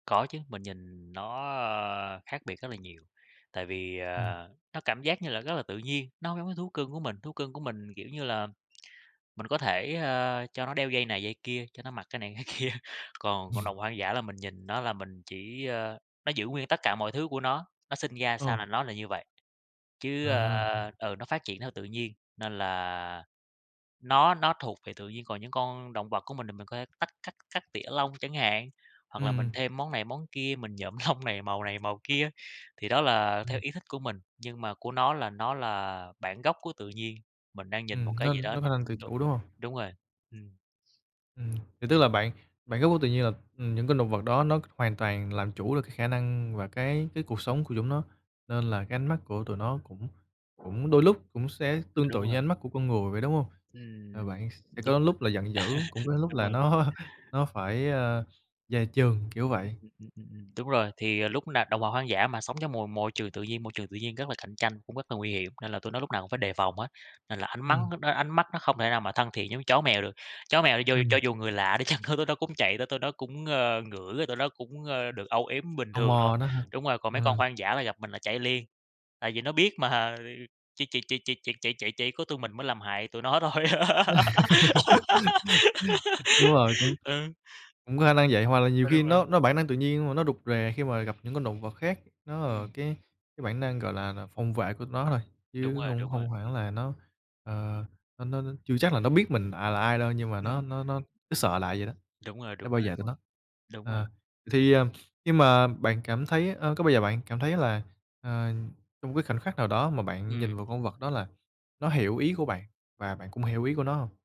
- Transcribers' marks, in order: laughing while speaking: "kia"; chuckle; tapping; laughing while speaking: "lông"; other background noise; laugh; laughing while speaking: "nó"; laughing while speaking: "chăng"; laughing while speaking: "mà"; laugh; laughing while speaking: "thôi"; laugh
- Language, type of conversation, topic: Vietnamese, podcast, Gặp động vật hoang dã ngoài đường, bạn thường phản ứng ra sao?